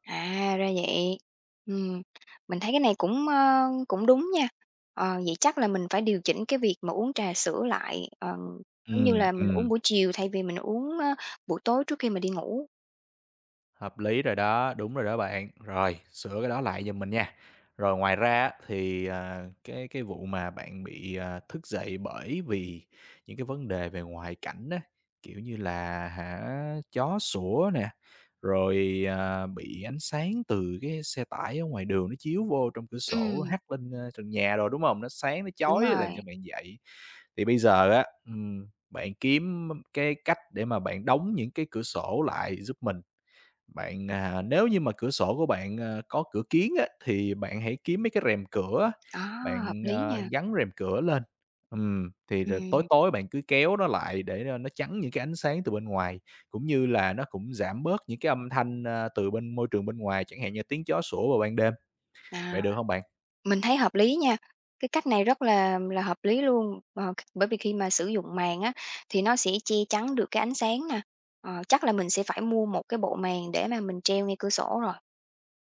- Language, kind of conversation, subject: Vietnamese, advice, Tôi thường thức dậy nhiều lần giữa đêm và cảm thấy không ngủ đủ, tôi nên làm gì?
- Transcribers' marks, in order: tapping; other background noise